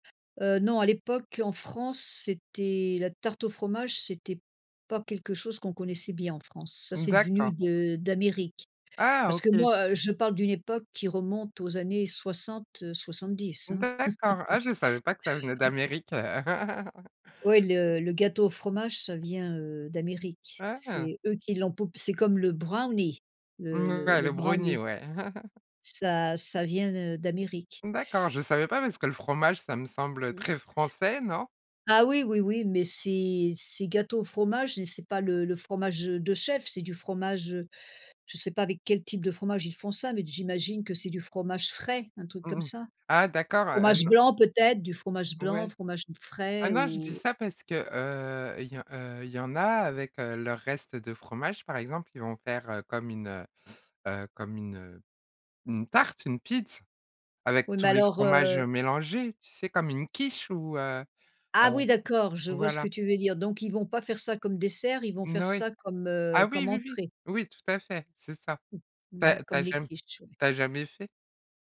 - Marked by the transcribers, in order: laugh; drawn out: "Ah !"; other background noise; put-on voice: "brownie"; chuckle
- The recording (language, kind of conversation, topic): French, podcast, Comment utilises-tu les restes pour inventer quelque chose de nouveau ?